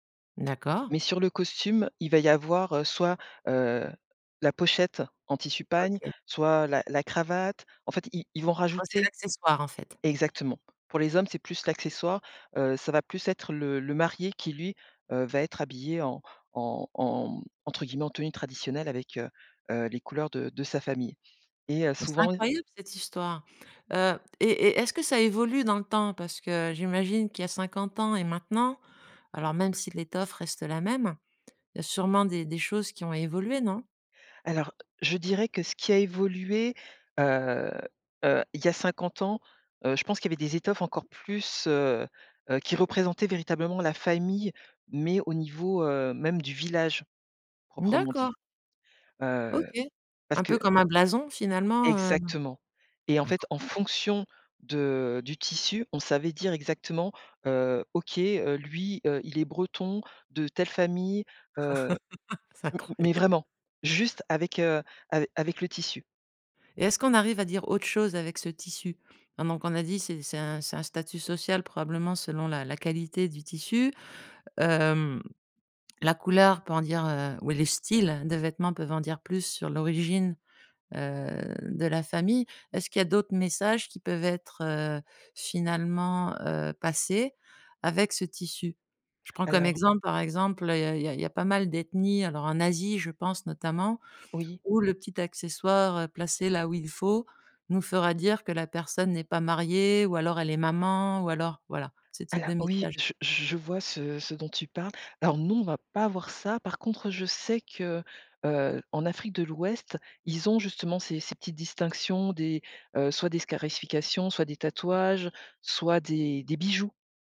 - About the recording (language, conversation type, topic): French, podcast, Peux-tu me parler d’une tenue qui reflète vraiment ta culture ?
- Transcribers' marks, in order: alarm; other background noise; tapping; chuckle; laughing while speaking: "C'est incroyable"; stressed: "styles"; stressed: "bijoux"